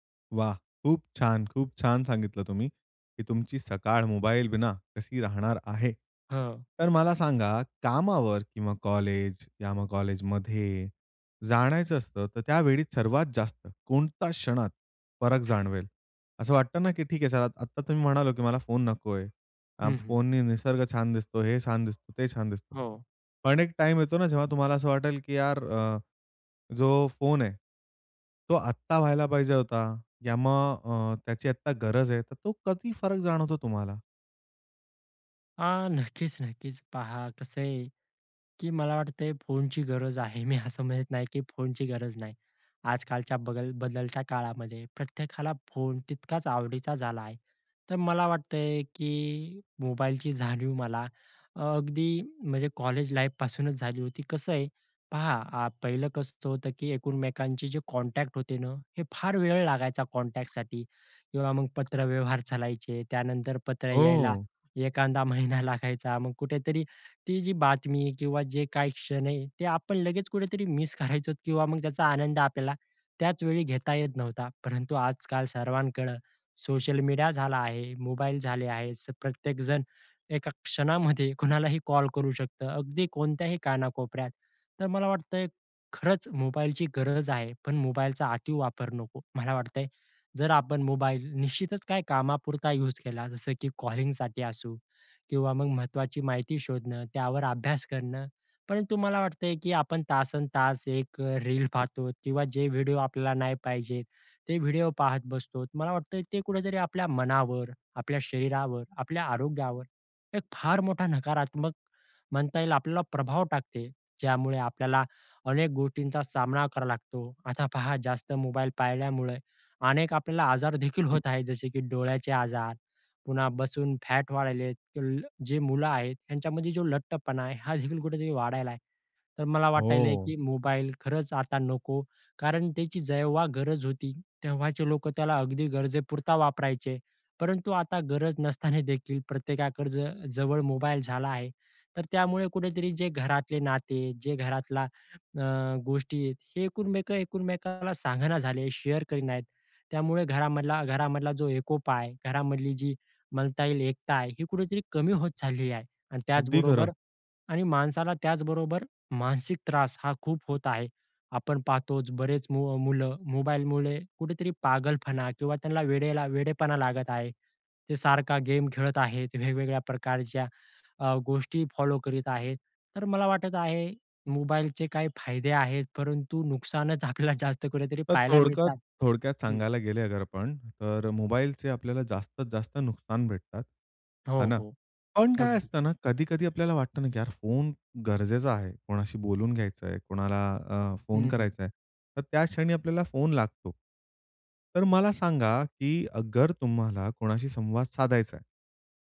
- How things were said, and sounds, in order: "जायचं" said as "जाणायचं"; laughing while speaking: "मी असं म्हणत नाही"; in English: "कॉन्टॅक्ट"; in English: "कॉन्टॅक्टसाठी"; in English: "शेअर"; "थोडक्यात" said as "थोडकत"
- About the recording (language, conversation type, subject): Marathi, podcast, स्मार्टफोन नसेल तर तुमचा दिवस कसा जाईल?